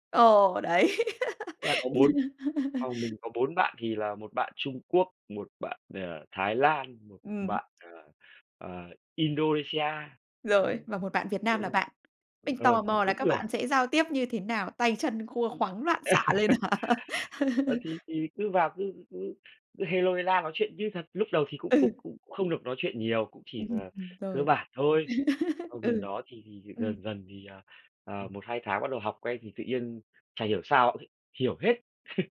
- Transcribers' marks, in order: laughing while speaking: "Đấy"; laugh; tapping; other background noise; laugh; laughing while speaking: "lên hả?"; laugh; chuckle; laugh; chuckle
- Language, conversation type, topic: Vietnamese, podcast, Bạn có thể kể về một lần bạn đã thay đổi lớn trong cuộc đời mình không?